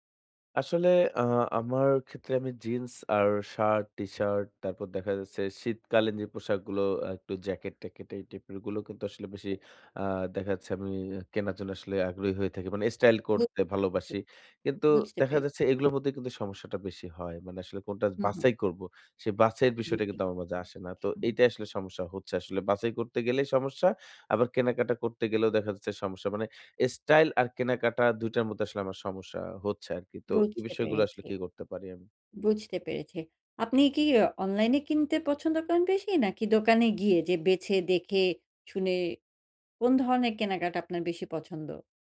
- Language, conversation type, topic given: Bengali, advice, আমি কীভাবে আমার পোশাকের স্টাইল উন্নত করে কেনাকাটা আরও সহজ করতে পারি?
- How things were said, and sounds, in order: tapping